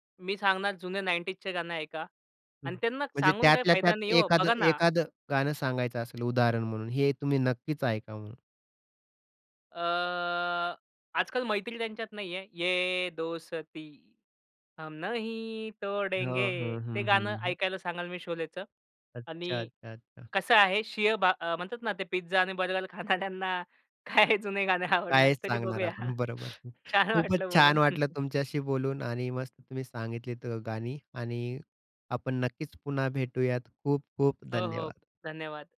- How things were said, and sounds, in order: in English: "नाईन्टीजचे"; other background noise; singing: "ये दोस्ती हम नहीं तोड़ेंगे"; in Hindi: "ये दोस्ती हम नहीं तोड़ेंगे"; laughing while speaking: "खाणाऱ्यांना काय जुने गाणे आवडणार, तरी बघूया. छान वाटलं बोलून"; joyful: "बरोबर. खूपच छान वाटलं तुमच्याशी बोलून आणि मस्त तुम्ही सांगितलीत अ, गाणी"
- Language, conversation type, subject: Marathi, podcast, तुमच्या आयुष्यात वारंवार ऐकली जाणारी जुनी गाणी कोणती आहेत?